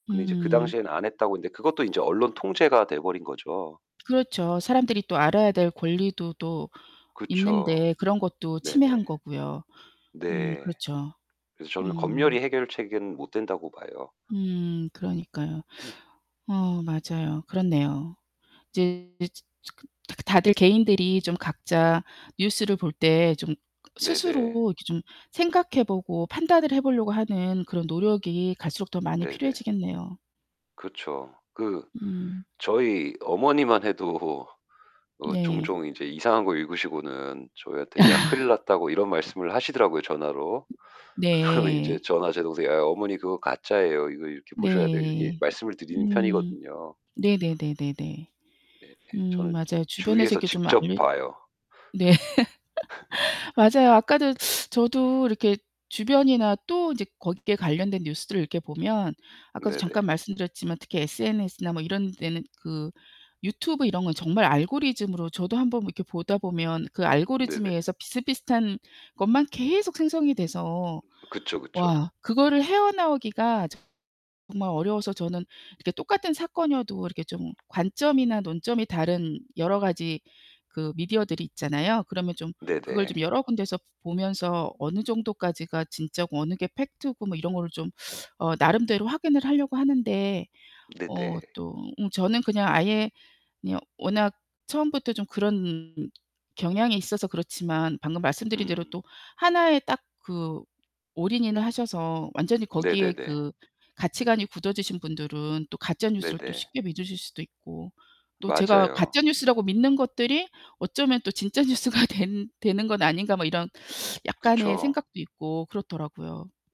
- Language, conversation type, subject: Korean, unstructured, 요즘 SNS에서 가짜뉴스가 너무 많아졌다고 느끼시나요?
- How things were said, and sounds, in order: distorted speech; other background noise; tapping; laughing while speaking: "해도"; laugh; laughing while speaking: "그러면"; other noise; static; laughing while speaking: "네"; laugh; laugh; laughing while speaking: "진짜 뉴스가"